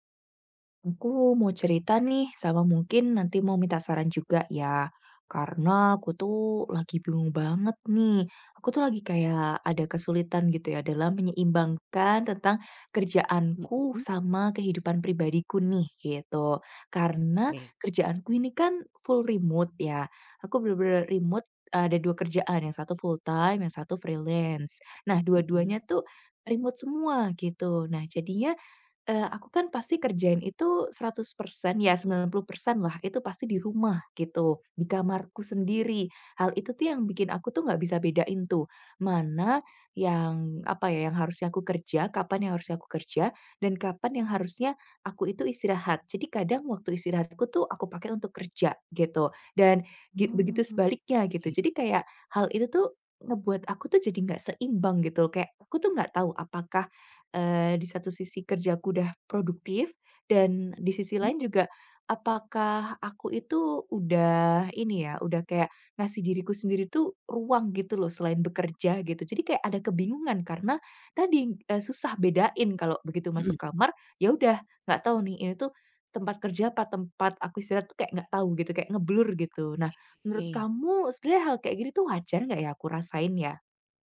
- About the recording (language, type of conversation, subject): Indonesian, advice, Bagaimana cara menyeimbangkan tuntutan startup dengan kehidupan pribadi dan keluarga?
- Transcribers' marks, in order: in English: "full"; tapping; in English: "full time"; in English: "freelance"; drawn out: "Oke"; "tadi" said as "tading"